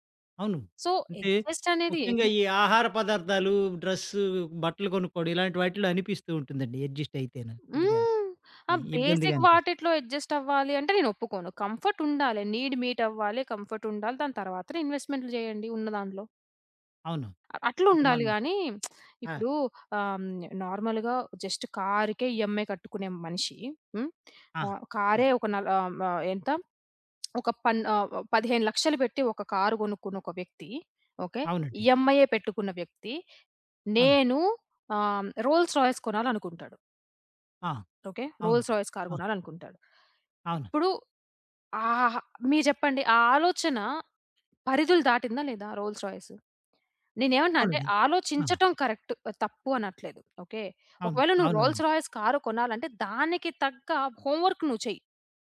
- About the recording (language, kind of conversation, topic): Telugu, podcast, ఆర్థిక విషయాలు జంటలో ఎలా చర్చిస్తారు?
- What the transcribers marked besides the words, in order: in English: "సో, అడ్జస్ట్"; in English: "అడ్జస్ట్"; in English: "బేసిక్"; in English: "అడ్జస్ట్"; in English: "నీడ్ మీట్"; other background noise; lip smack; in English: "నార్మల్‌గా జస్ట్"; in English: "ఈఎంఐ"; lip smack; in English: "ఈఎంఐ"; tapping; in English: "కరెక్ట్"; in English: "హోమ్ వర్క్"